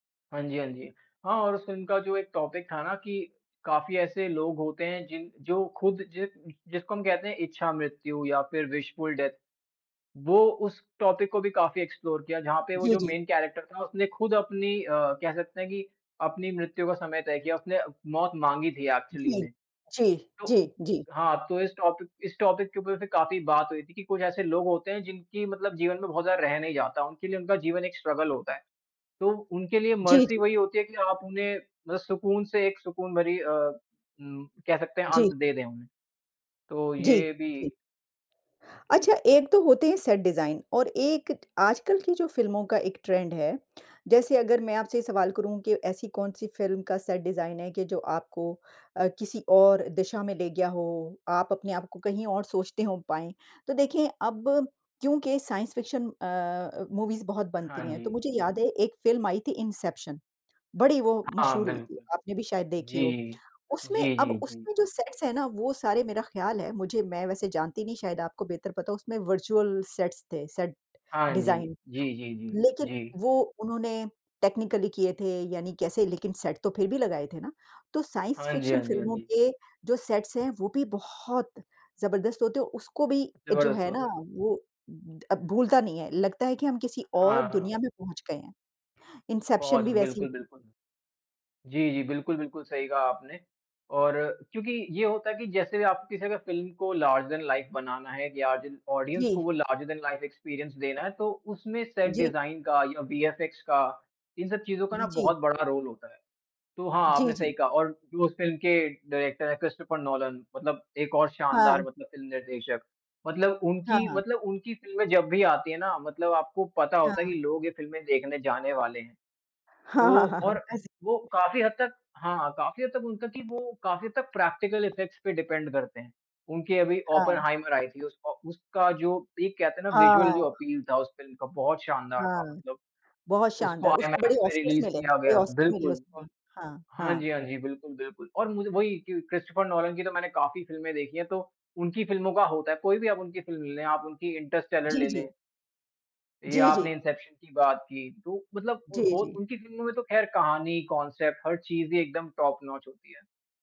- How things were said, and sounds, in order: in English: "टॉपिक"; in English: "विशफुल डेथ"; in English: "टॉपिक"; in English: "एक्सप्लोर"; in English: "मैन करैक्टर"; in English: "एक्चुअली"; in English: "टॉपिक"; in English: "टॉपिक"; in English: "स्ट्रगल"; in English: "डिजाइन"; in English: "ट्रेंड"; in English: "सेट डिजाइन"; in English: "साइंस फ़िक्शन"; in English: "मूवीज़"; in English: "सेट्स"; in English: "वर्चुअल सेट्स"; in English: "सेट डिजाइन"; in English: "टेक्निकली"; in English: "साइंस फ़िक्शन"; in English: "सेट्स"; in English: "लार्जर दैन लाइफ़"; in English: "ऑडियंस"; in English: "लार्जर दैन लाइफ़ एक्सपीरियंस"; in English: "डिजाइन"; in English: "विएफएक्स"; in English: "रोल"; in English: "डायरेक्टर"; in English: "प्रैक्टिकल इफ़ेक्ट्स"; in English: "डिपेंड"; in English: "पीक"; in English: "विज़ुअल"; in English: "अपील"; in English: "ऑस्कर्स"; in English: "कांसेप्ट"; in English: "टॉप नॉच"
- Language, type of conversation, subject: Hindi, unstructured, किस फिल्म का सेट डिज़ाइन आपको सबसे अधिक आकर्षित करता है?